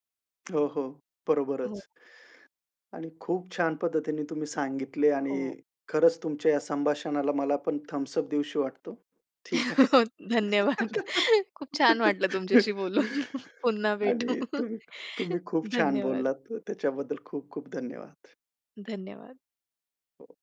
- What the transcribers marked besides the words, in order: tapping; other background noise; chuckle; laughing while speaking: "धन्यवाद. खूप छान वाटलं तुमच्याशी बोलून. पुन्हा भेटू"; in English: "थम्स अप"; chuckle; laugh; chuckle
- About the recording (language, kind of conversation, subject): Marathi, podcast, हातांच्या हालचालींचा अर्थ काय असतो?